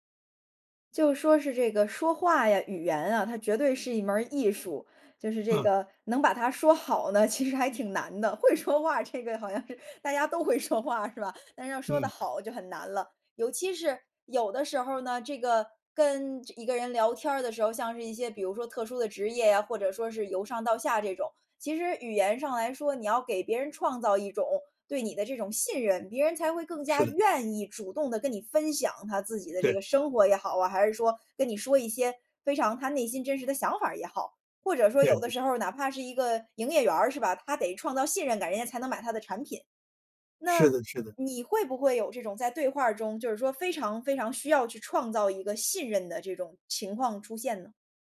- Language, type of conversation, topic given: Chinese, podcast, 你如何在对话中创造信任感？
- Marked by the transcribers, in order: laughing while speaking: "其实还"; laughing while speaking: "会说话这个 好像是大家都会说话"; other background noise; other noise